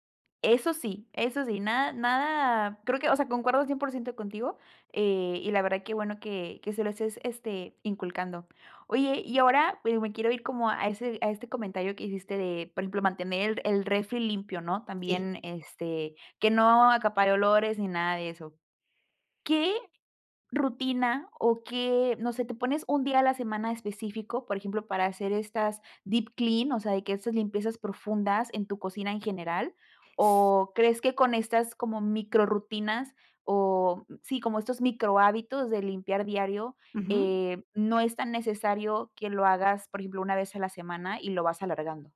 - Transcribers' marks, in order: in English: "deep clean"
- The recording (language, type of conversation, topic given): Spanish, podcast, ¿Qué haces para mantener la cocina ordenada cada día?